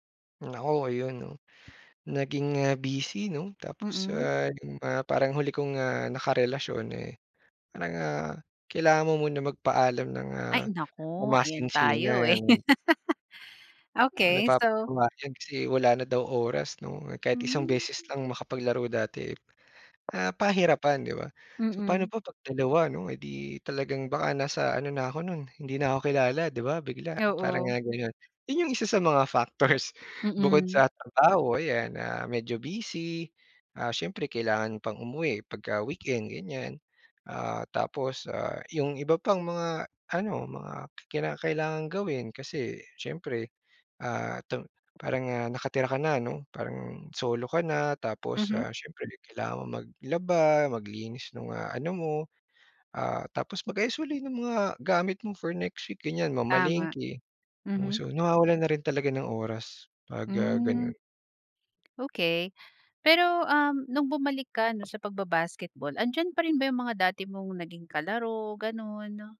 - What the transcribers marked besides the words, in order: laugh; tapping; other background noise; laughing while speaking: "factors"
- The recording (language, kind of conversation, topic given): Filipino, podcast, Paano mo muling sisimulan ang libangan na matagal mo nang iniwan?